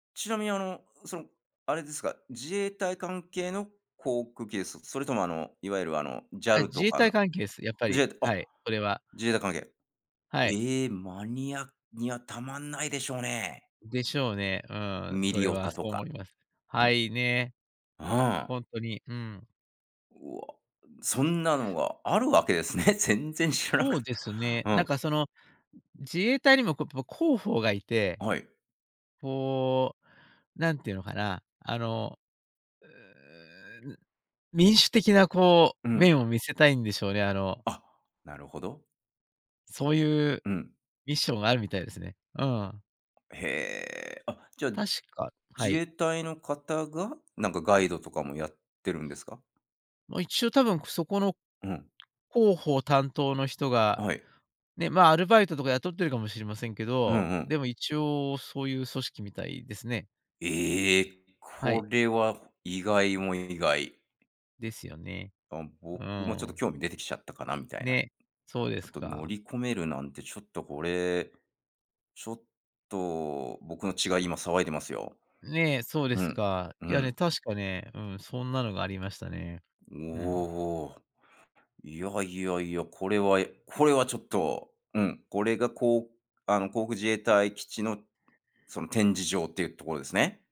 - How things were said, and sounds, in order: unintelligible speech; other noise
- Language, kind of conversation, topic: Japanese, podcast, 地元の人しか知らない穴場スポットを教えていただけますか？